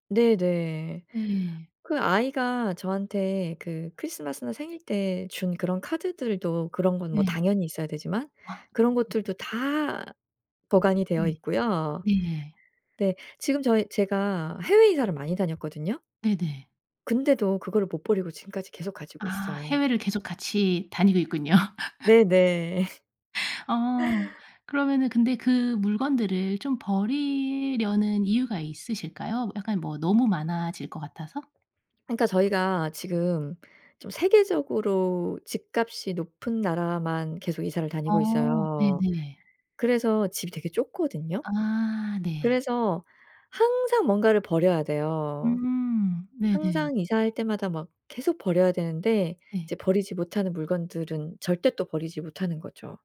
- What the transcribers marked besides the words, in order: unintelligible speech; other background noise; laugh; swallow
- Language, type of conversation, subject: Korean, advice, 물건을 버릴 때 죄책감이 들어 정리를 미루게 되는데, 어떻게 하면 좋을까요?